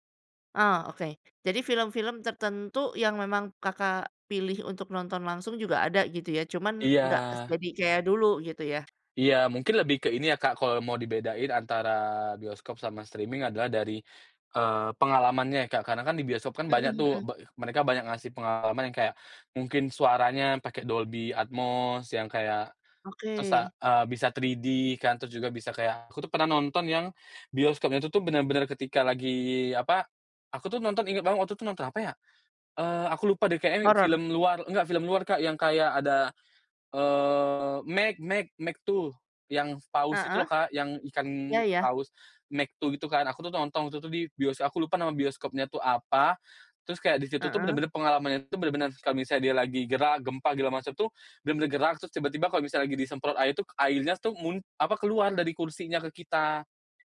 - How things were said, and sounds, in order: other background noise; in English: "streaming"
- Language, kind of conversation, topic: Indonesian, podcast, Apa perbedaan pengalaman menikmati cerita saat menonton di bioskop dibanding menonton lewat layanan tayang daring?